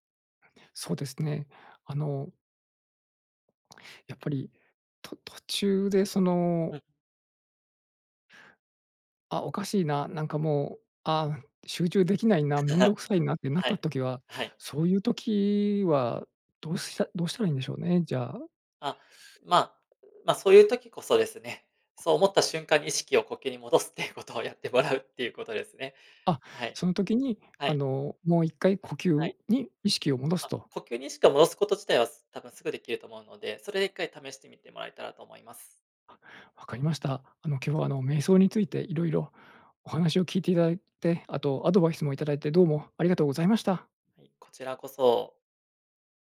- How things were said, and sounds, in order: laugh; other noise; laughing while speaking: "戻すっていうことをやってもらう"
- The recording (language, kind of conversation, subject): Japanese, advice, ストレス対処のための瞑想が続けられないのはなぜですか？